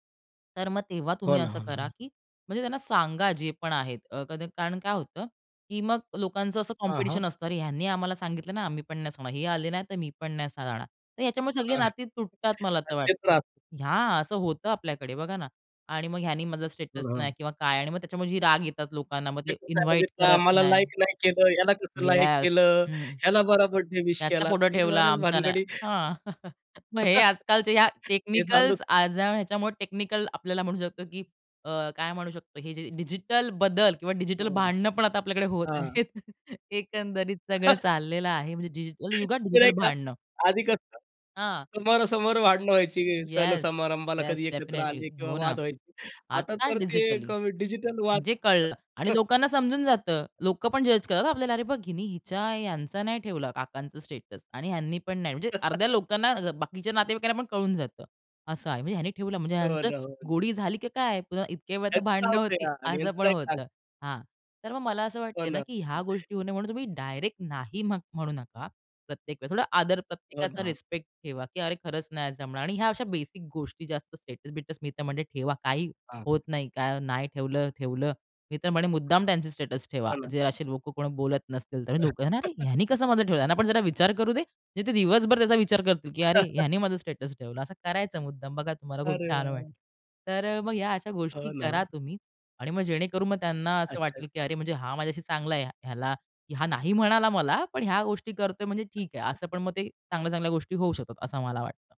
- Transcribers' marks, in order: other background noise; other noise; tapping; in English: "स्टेटस"; in English: "इन्व्हाईट"; chuckle; laugh; laughing while speaking: "होत आहेत"; chuckle; in English: "डेफिनेटली"; chuckle; in English: "स्टेटस"; chuckle; unintelligible speech; in English: "स्टेटस"; in English: "स्टेटस"; chuckle; chuckle; in English: "स्टेटस"
- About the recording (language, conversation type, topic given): Marathi, podcast, नातेवाईकांशी सभ्यपणे आणि ठामपणे ‘नाही’ कसे म्हणावे?